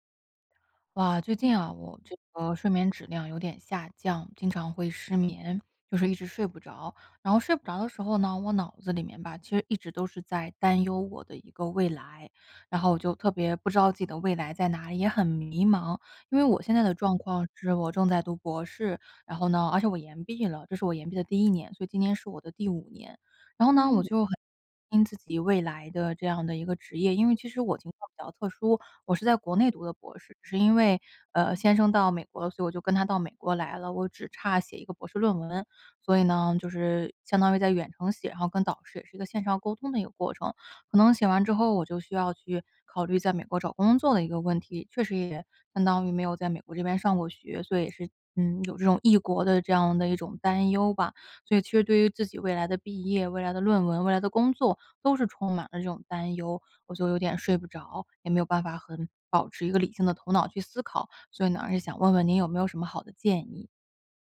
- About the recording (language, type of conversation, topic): Chinese, advice, 夜里失眠时，我总会忍不住担心未来，怎么才能让自己平静下来不再胡思乱想？
- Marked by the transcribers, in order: other background noise; other noise